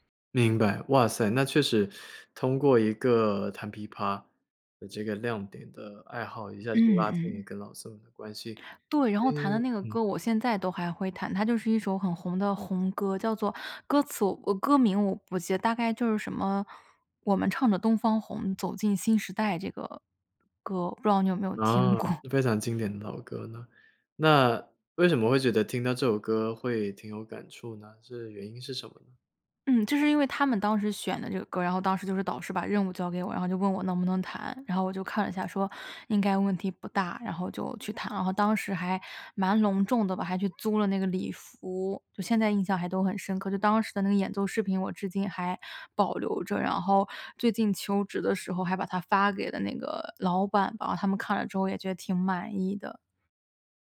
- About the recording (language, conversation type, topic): Chinese, podcast, 你平常有哪些能让你开心的小爱好？
- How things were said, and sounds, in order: "老师" said as "老斯"; laughing while speaking: "过"